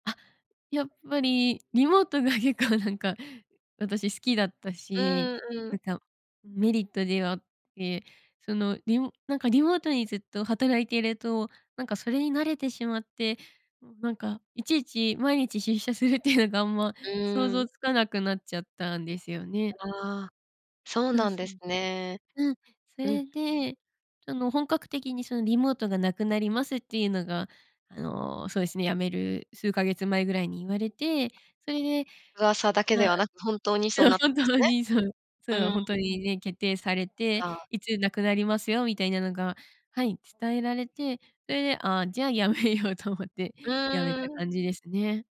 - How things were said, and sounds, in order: other background noise; laughing while speaking: "じゃあ本当に、そう"; laughing while speaking: "辞めようと思って"
- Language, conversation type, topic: Japanese, podcast, 転職を考えたとき、何が決め手でしたか？